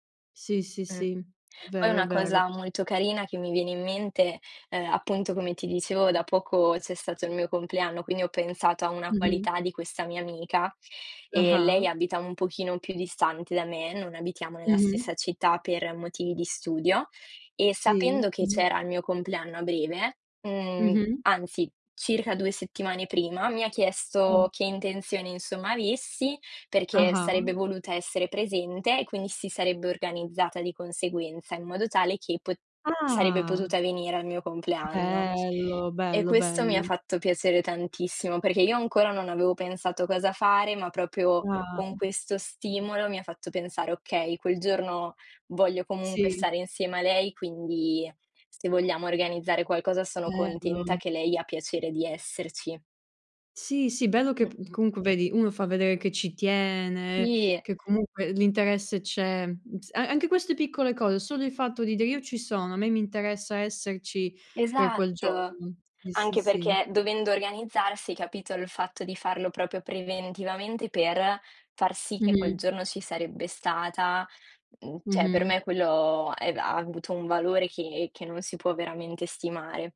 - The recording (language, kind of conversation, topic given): Italian, unstructured, Qual è la qualità che apprezzi di più negli amici?
- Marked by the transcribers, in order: tapping; drawn out: "Bello"; drawn out: "tiene"